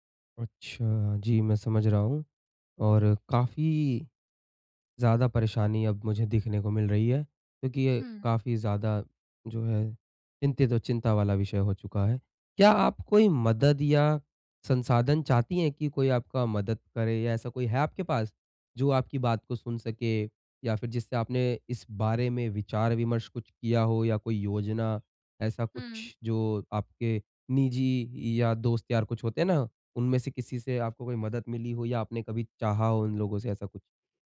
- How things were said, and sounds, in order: none
- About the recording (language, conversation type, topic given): Hindi, advice, मैं नकारात्मक पैटर्न तोड़ते हुए नए व्यवहार कैसे अपनाऊँ?